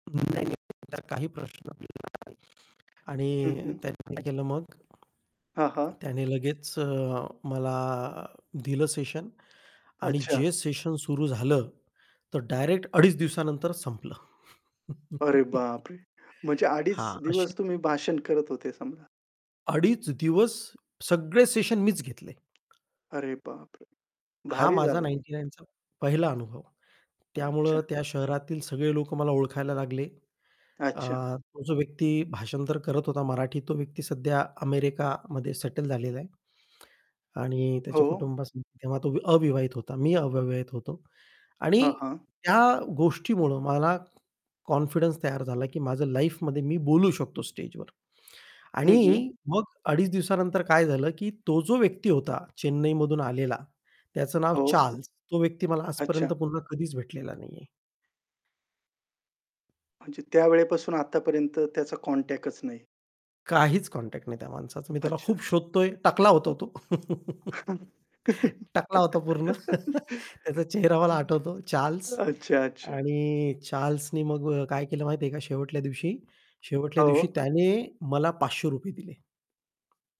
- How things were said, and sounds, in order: static; distorted speech; in English: "सेशन"; tapping; in English: "सेशन"; surprised: "अरे, बापरे!"; chuckle; in English: "सेशन"; other background noise; in English: "नाइन्टी नाईन चा"; unintelligible speech; "अविवाहित" said as "अव्यवाहित"; in English: "कॉन्फिडन्स"; in English: "लाईफमध्ये"; in English: "कॉन्टॅक्टच"; in English: "कॉन्टॅक्ट"; laugh; laughing while speaking: "टकला होता पूर्ण"; laugh; "शेवटच्या" said as "शेवटल्या"; "शेवटच्या" said as "शेवटल्या"
- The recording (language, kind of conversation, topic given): Marathi, podcast, अचानक मिळालेल्या संधीमुळे तुमच्या आयुष्याची दिशा कशी बदलली?